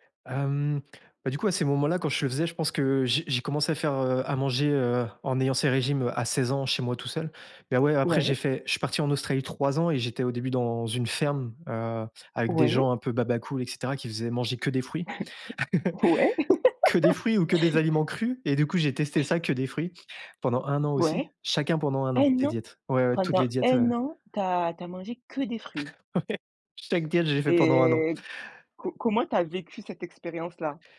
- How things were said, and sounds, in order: chuckle; laugh; other noise; other background noise; stressed: "que"; chuckle; laughing while speaking: "Ouais"; drawn out: "Et"
- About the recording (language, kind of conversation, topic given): French, podcast, Comment organises-tu tes repas pour bien manger ?